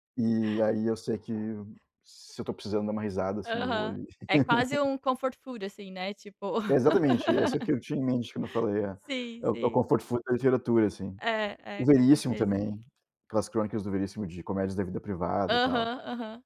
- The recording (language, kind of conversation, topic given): Portuguese, unstructured, Como você decide entre assistir a um filme ou ler um livro?
- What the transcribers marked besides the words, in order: tapping; other background noise; laugh; in English: "comfort food"; laugh; in English: "comfort food"